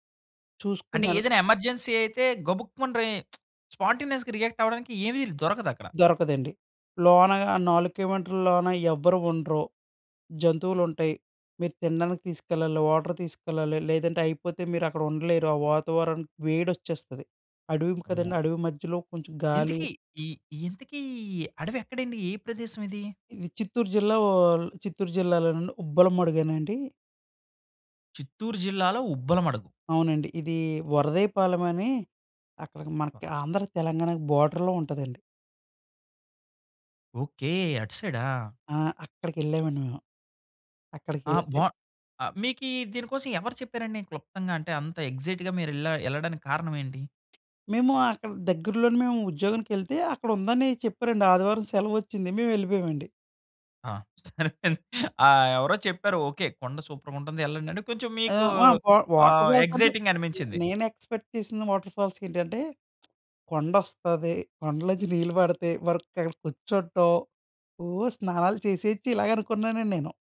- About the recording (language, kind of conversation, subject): Telugu, podcast, దగ్గర్లోని కొండ ఎక్కిన అనుభవాన్ని మీరు ఎలా వివరించగలరు?
- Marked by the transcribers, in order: in English: "ఎమర్జెన్సీ"; lip smack; in English: "స్పాంటేనియస్‌గా రియాక్ట్"; in English: "వాటర్"; other noise; in English: "బోర్డర్‌లో"; in English: "ఎక్సైట్‌గా"; other background noise; giggle; in English: "సూపర్‌గుంటుంది"; in English: "వా వా వాటర్ ఫాల్స్"; in English: "ఎక్సైటింగ్"; in English: "ఎక్స్‌పెక్ట్"; in English: "వాటర్ ఫాల్స్"; lip smack; giggle